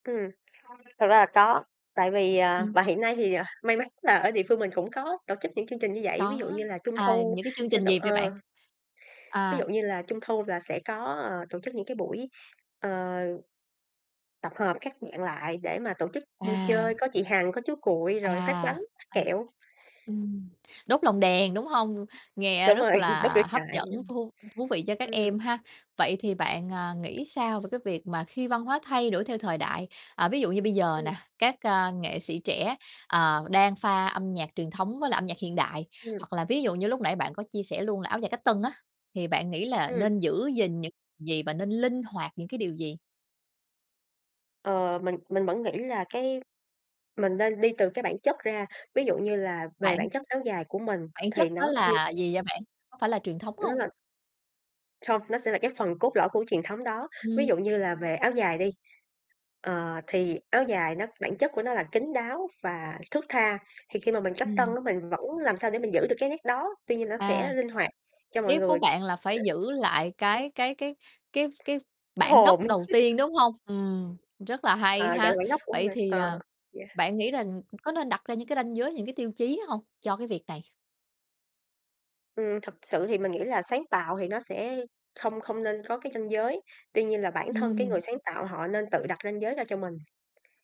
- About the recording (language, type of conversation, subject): Vietnamese, podcast, Bạn muốn truyền lại những giá trị văn hóa nào cho thế hệ sau?
- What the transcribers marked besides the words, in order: horn; tapping; laughing while speaking: "mắn"; other background noise; laughing while speaking: "rồi"; unintelligible speech; chuckle